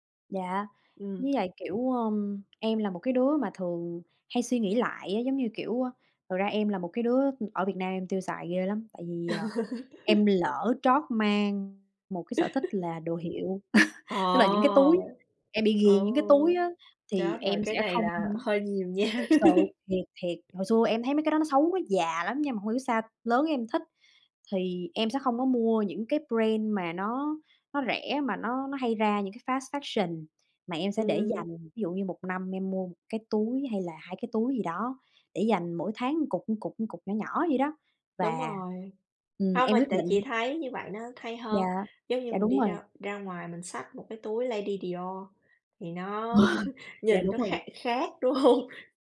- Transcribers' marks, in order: tapping; laugh; laugh; laughing while speaking: "nha"; laugh; in English: "brand"; in English: "fast fashion"; laugh; chuckle; laughing while speaking: "hông?"
- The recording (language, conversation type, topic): Vietnamese, unstructured, Bạn làm gì để cân bằng giữa tiết kiệm và chi tiêu cho sở thích cá nhân?
- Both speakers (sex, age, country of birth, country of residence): female, 30-34, Vietnam, United States; female, 35-39, Vietnam, United States